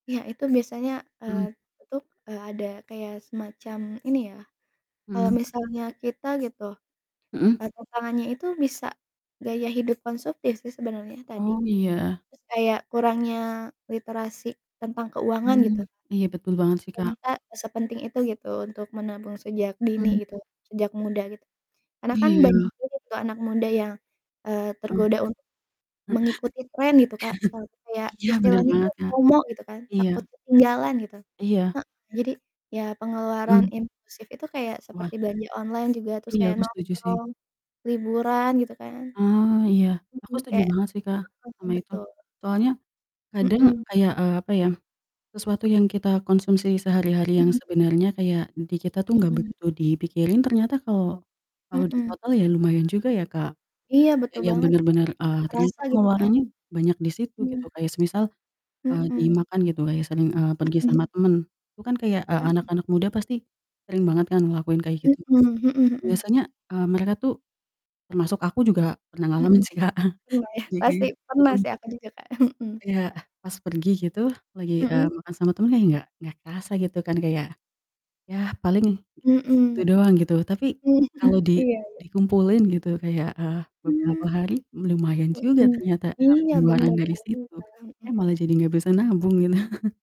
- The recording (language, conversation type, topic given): Indonesian, unstructured, Apa pendapatmu tentang pentingnya menabung sejak usia muda?
- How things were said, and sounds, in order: other background noise; distorted speech; chuckle; in English: "FOMO"; tapping; laughing while speaking: "lumayan"; chuckle; laughing while speaking: "Mhm"; laugh